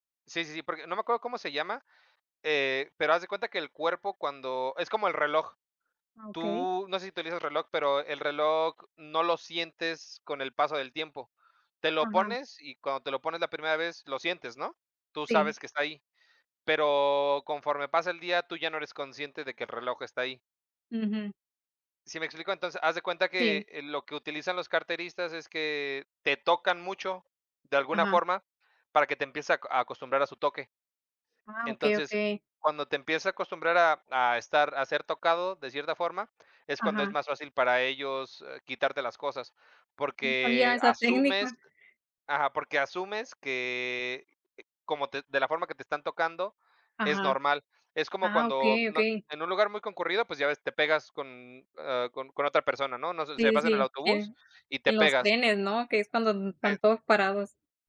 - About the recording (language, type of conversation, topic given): Spanish, unstructured, ¿Alguna vez te han robado algo mientras viajabas?
- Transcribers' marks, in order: none